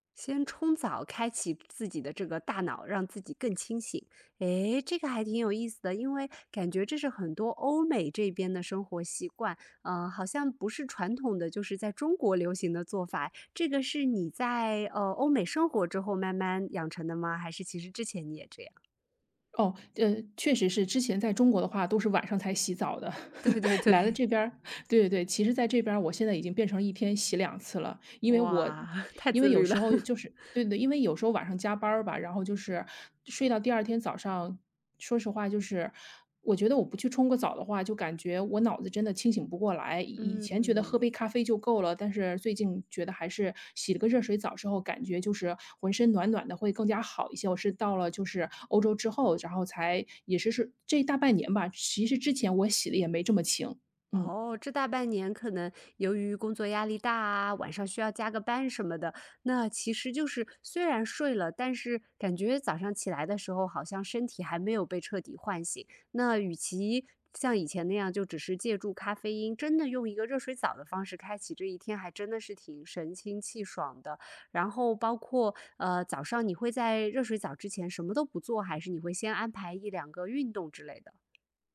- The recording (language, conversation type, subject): Chinese, podcast, 你早上通常是怎么开始新一天的？
- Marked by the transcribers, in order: laugh; laugh; laughing while speaking: "太自律了"; laugh; other background noise